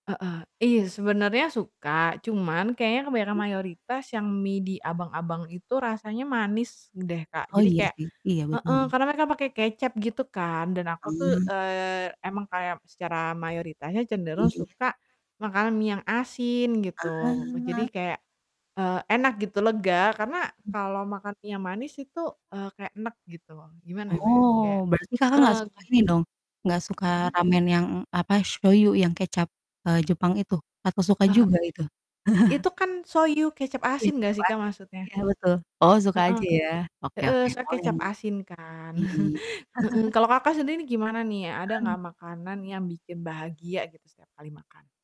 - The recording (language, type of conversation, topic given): Indonesian, unstructured, Makanan apa yang paling membuat kamu bahagia saat memakannya?
- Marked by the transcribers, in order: unintelligible speech; static; distorted speech; in Japanese: "shoyu"; in Japanese: "shoyu"; chuckle; chuckle